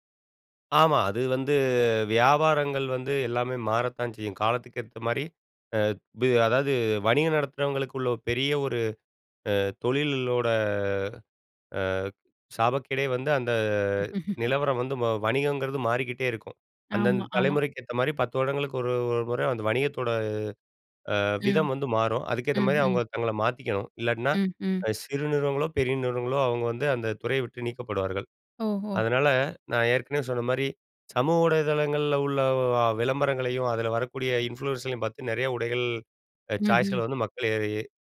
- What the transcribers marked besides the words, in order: drawn out: "வந்து"; drawn out: "தொழிலோட"; drawn out: "அந்த"; laugh; in English: "இன்ஃப்ளூயன்ஸ்ர்களையும்"; in English: "சாய்ஸ்கள்"; unintelligible speech
- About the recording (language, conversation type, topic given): Tamil, podcast, சமூக ஊடகம் உங்கள் உடைத் தேர்வையும் உடை அணியும் முறையையும் மாற்ற வேண்டிய அவசியத்தை எப்படி உருவாக்குகிறது?